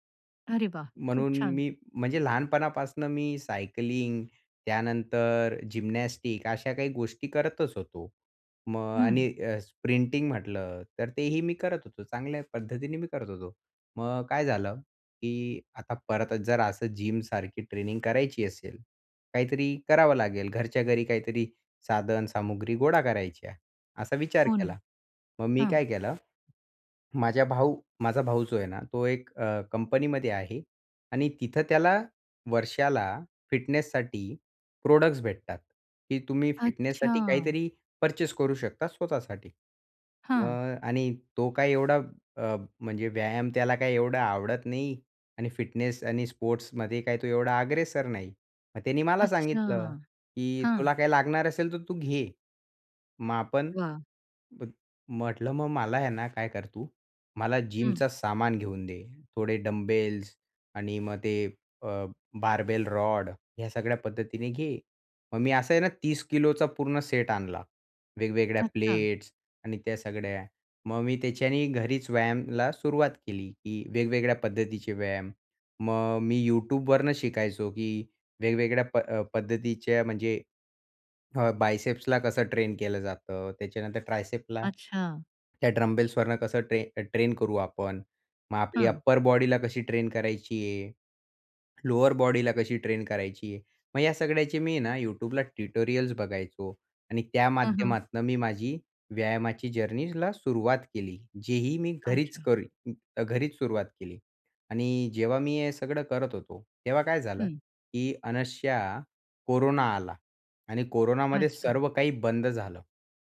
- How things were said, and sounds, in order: in English: "सायकलिंग"; in English: "जिम्नॅस्टिक्स"; in English: "स्प्रिंटिंग"; other background noise; in English: "फिटनेससाठी प्रॉडक्टस"; in English: "फिटनेससाठी"; in English: "पर्चेस"; in English: "फिटनेस"; in English: "स्पोर्ट्समध्ये"; in English: "जिमचा"; in English: "डंबेल्स"; in English: "बार्बेल रॉड"; in English: "प्लेट्स"; in English: "बायसेप्सला"; in English: "ट्रायसेप्सला"; in English: "डंबेलवरून"; in English: "अप्पर बॉडी ला"; in English: "लोअर बॉडीला"; in English: "ट्यूटोरियल्स"; in English: "जर्नीला"
- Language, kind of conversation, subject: Marathi, podcast, जिम उपलब्ध नसेल तर घरी कोणते व्यायाम कसे करावेत?